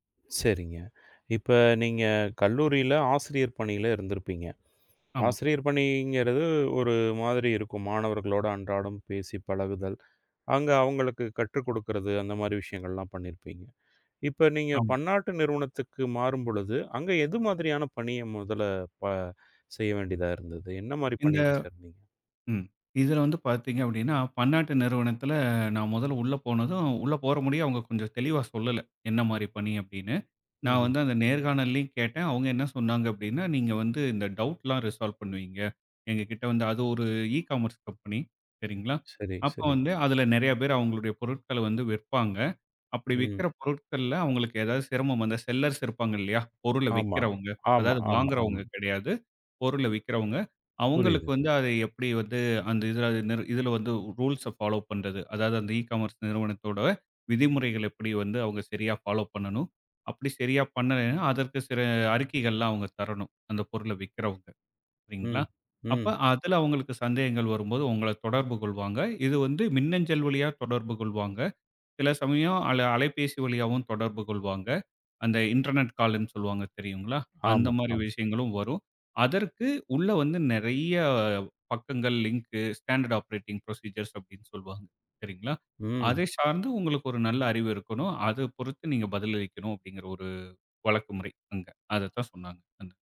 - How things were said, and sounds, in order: in English: "டவுட்லாம் ரிசால்வ்"; in English: "இ-காமர்ஸ் கம்பெனி"; in English: "செல்லர்ஸ்"; other noise; in English: "ரூல்ஸ்ஸ ஃபாலோ"; in English: "இ-காமர்ஸ்"; in English: "ஃபாலோ"; in English: "இன்டர்நெட் கால்னு"; drawn out: "நெறைய"; in English: "லிங்க், ஸ்டாண்டர்ட் ஆப்பரேட்டிங் ப்ரொசீஜர்ஸ்"
- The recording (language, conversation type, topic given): Tamil, podcast, பணியில் மாற்றம் செய்யும் போது உங்களுக்கு ஏற்பட்ட மிகப் பெரிய சவால்கள் என்ன?